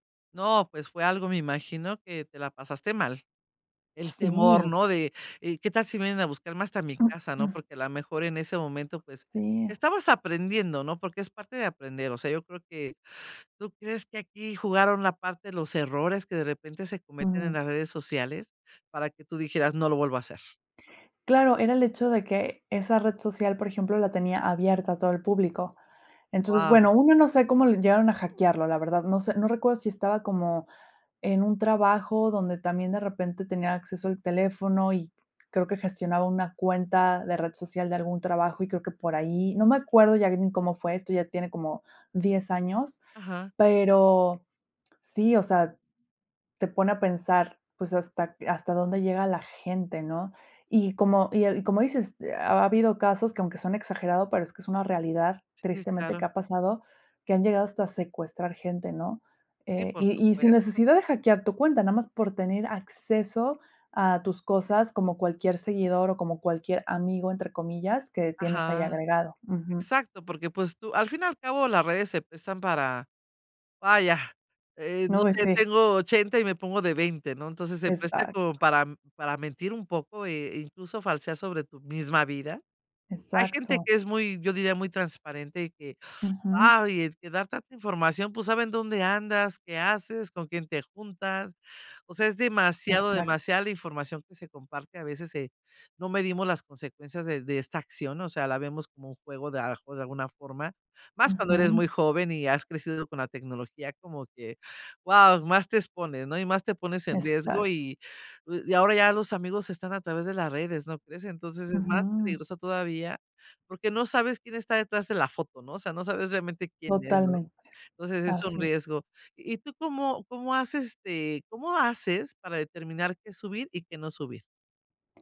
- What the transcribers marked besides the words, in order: tapping; other noise; unintelligible speech; inhale; other background noise
- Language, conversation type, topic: Spanish, podcast, ¿Qué límites estableces entre tu vida personal y tu vida profesional en redes sociales?